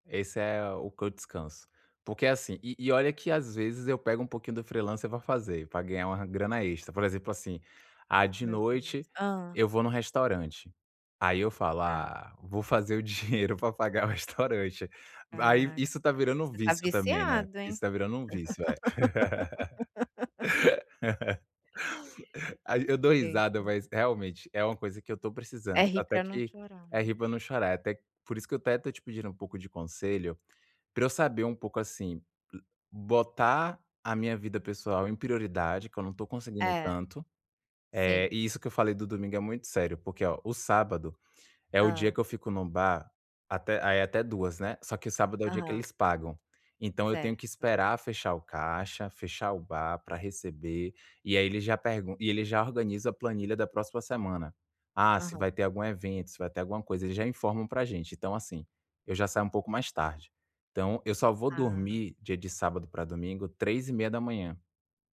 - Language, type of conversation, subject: Portuguese, advice, Como posso priorizar o que é mais importante e urgente quando me sinto sobrecarregado com muitas tarefas?
- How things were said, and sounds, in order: tapping; in English: "freelancer"; laughing while speaking: "dinheiro"; laughing while speaking: "restaurante"; laugh; unintelligible speech